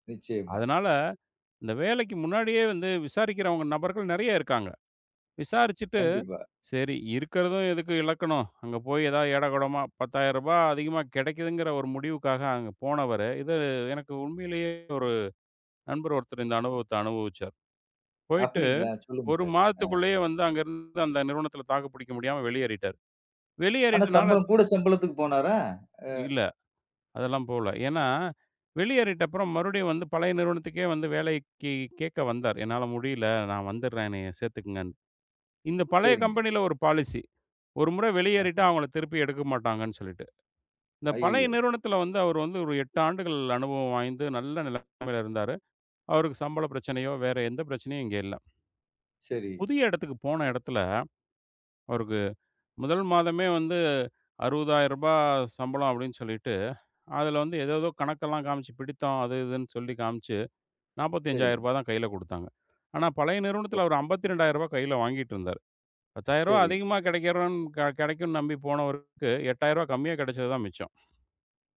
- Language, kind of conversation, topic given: Tamil, podcast, ஒரு வேலைக்கு மாறும்போது முதலில் எந்த விஷயங்களை விசாரிக்க வேண்டும்?
- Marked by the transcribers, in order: other background noise; in English: "பாலிசி"